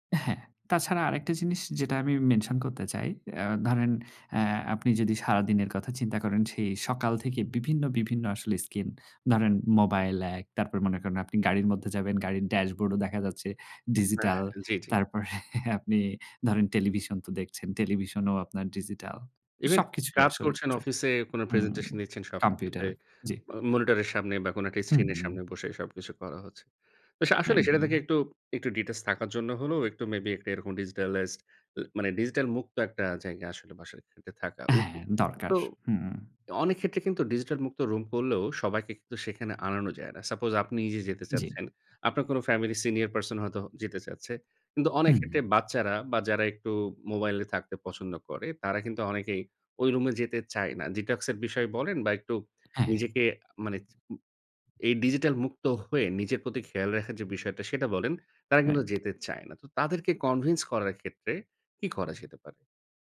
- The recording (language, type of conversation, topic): Bengali, podcast, বাড়িতে ডিভাইসমুক্ত জায়গা তৈরি করার জন্য কোন জায়গাটা সবচেয়ে ভালো?
- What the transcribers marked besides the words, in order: tapping; chuckle; unintelligible speech; in English: "ডিটক্স"; in English: "কনভিন্স"